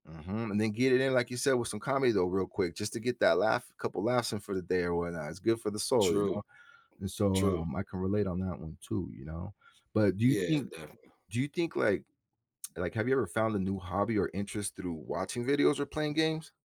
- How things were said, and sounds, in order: none
- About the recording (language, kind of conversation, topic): English, unstructured, How has technology changed the way you unwind and find relaxation?
- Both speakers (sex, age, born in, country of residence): male, 40-44, United States, United States; male, 45-49, United States, United States